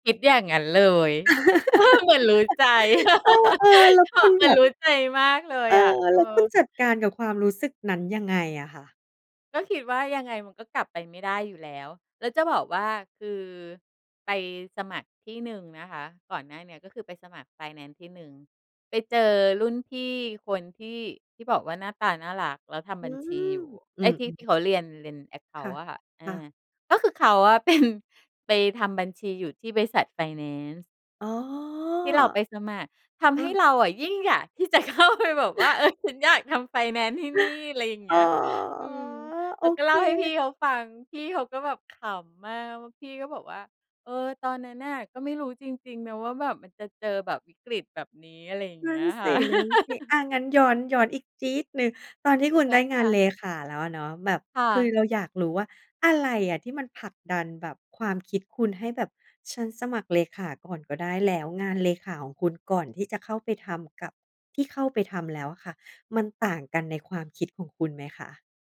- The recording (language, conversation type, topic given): Thai, podcast, คุณช่วยเล่าเหตุการณ์ที่เปลี่ยนชีวิตคุณให้ฟังหน่อยได้ไหม?
- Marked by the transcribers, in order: laugh; chuckle; laugh; in English: "แอ็กเคานต์"; laughing while speaking: "เป็น"; drawn out: "อ๋อ"; laughing while speaking: "เข้าไปแบบว่า เอ๊ย ฉันอยากทำ"; laugh; drawn out: "อ๋อ"; laugh